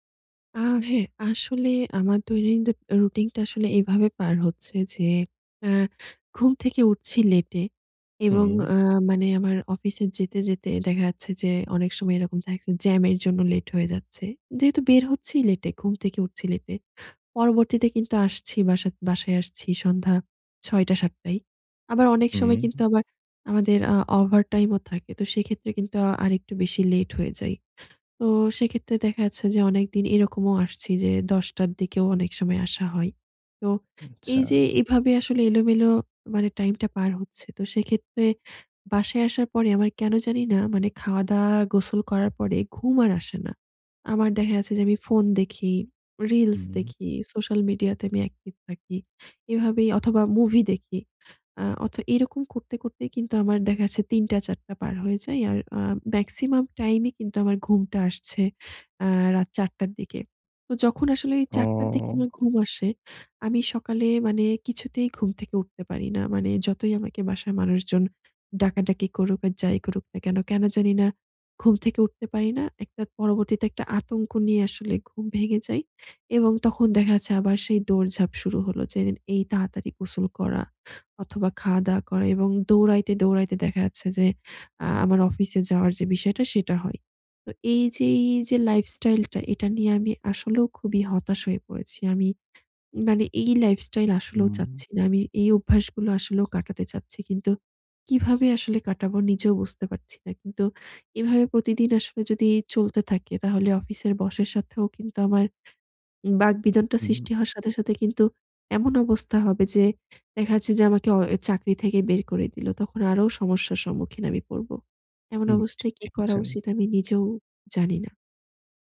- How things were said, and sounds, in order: "দৈনন্দিন" said as "দৈনন্দি"
- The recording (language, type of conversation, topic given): Bengali, advice, ক্রমাগত দেরি করার অভ্যাস কাটাতে চাই